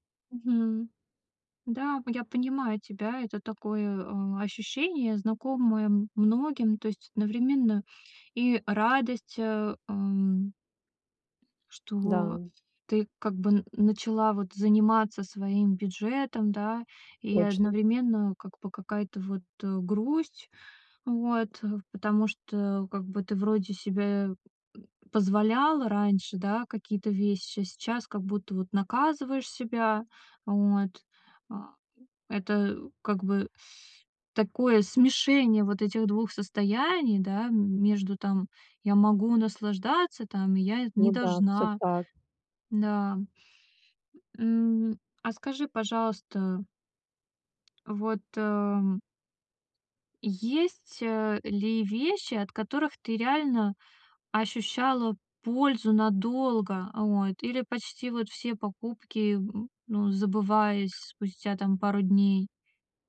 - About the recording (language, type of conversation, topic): Russian, advice, Как мне экономить деньги, не чувствуя себя лишённым и несчастным?
- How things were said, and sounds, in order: other background noise; tapping